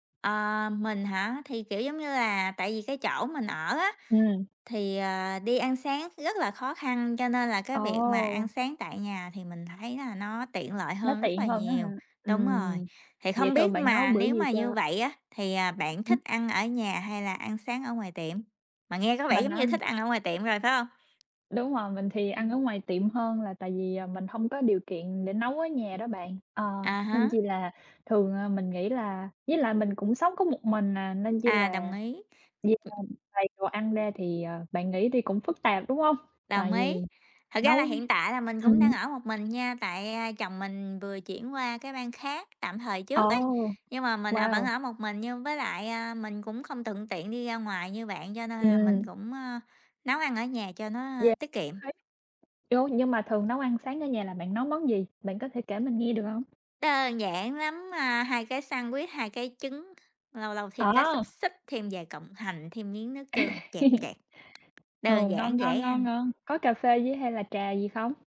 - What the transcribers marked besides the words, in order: tapping; other noise; unintelligible speech; other background noise; in English: "sandwich"; laugh
- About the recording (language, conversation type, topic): Vietnamese, unstructured, Giữa ăn sáng ở nhà và ăn sáng ngoài tiệm, bạn sẽ chọn cách nào?